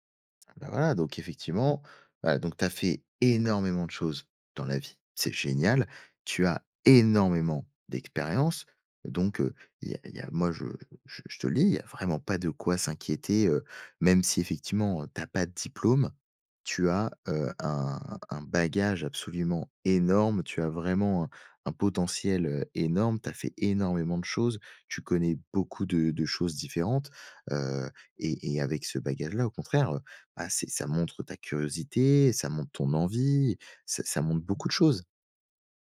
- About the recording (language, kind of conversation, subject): French, advice, Comment vous préparez-vous à la retraite et comment vivez-vous la perte de repères professionnels ?
- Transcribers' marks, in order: stressed: "énormément"; stressed: "énormément"